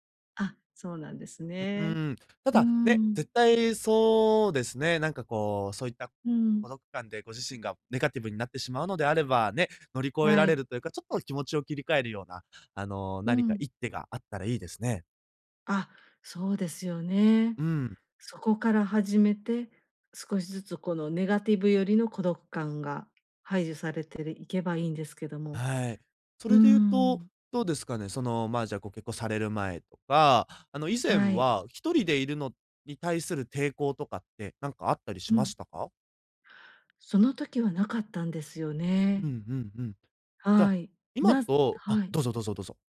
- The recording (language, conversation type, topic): Japanese, advice, 別れた後の孤独感をどうやって乗り越えればいいですか？
- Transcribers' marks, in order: none